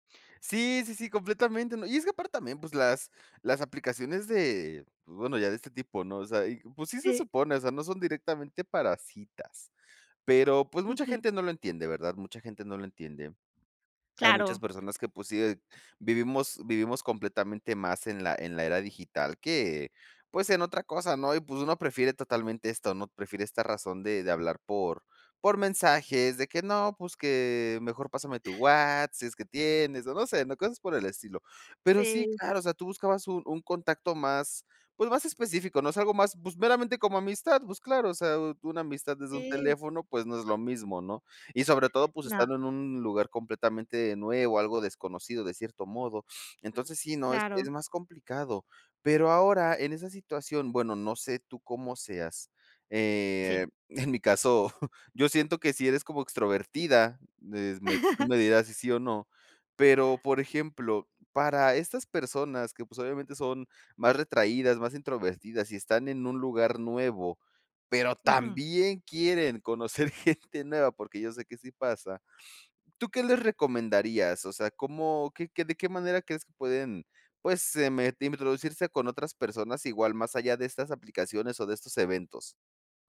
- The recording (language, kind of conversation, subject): Spanish, podcast, ¿Qué consejos darías para empezar a conocer gente nueva?
- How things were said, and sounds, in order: sniff; laughing while speaking: "en mi caso"; chuckle; laughing while speaking: "gente"